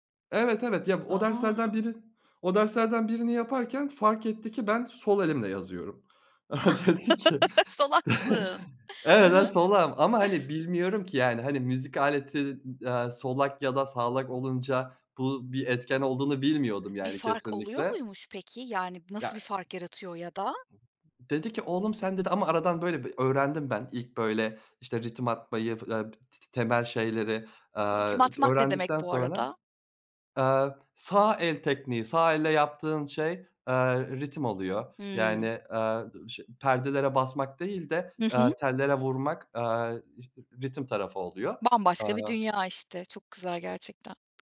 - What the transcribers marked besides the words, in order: chuckle; other background noise; tapping
- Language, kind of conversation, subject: Turkish, podcast, Bir müzik aleti çalmaya nasıl başladığını anlatır mısın?